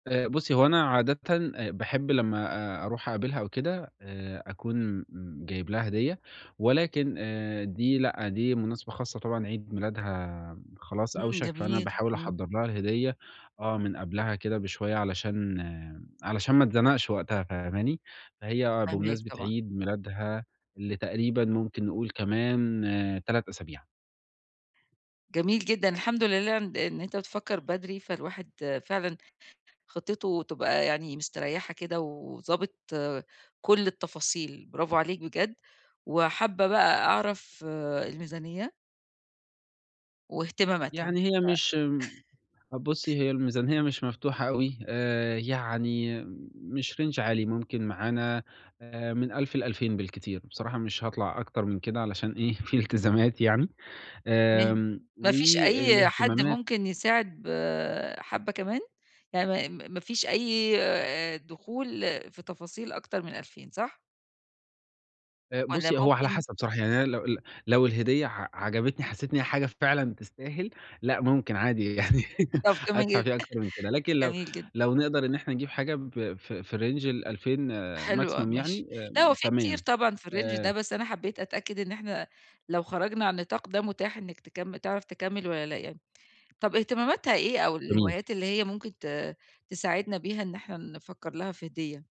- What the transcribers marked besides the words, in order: chuckle; in English: "Range"; laughing while speaking: "فيه التزامات يعني"; laughing while speaking: "يعني"; chuckle; in English: "Range"; in English: "Maximum"; in English: "الRange"; tapping
- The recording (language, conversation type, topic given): Arabic, advice, إزاي ألاقي هدايا مميزة من غير ما أحس بإحباط دايمًا؟